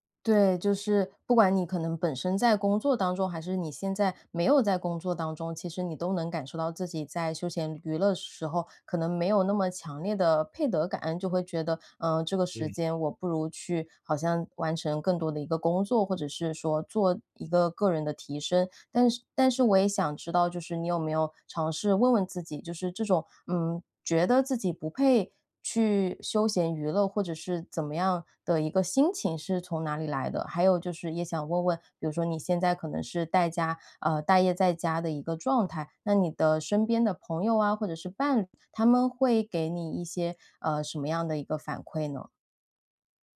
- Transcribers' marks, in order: tapping
- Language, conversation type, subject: Chinese, advice, 休闲时我总是感到内疚或分心，该怎么办？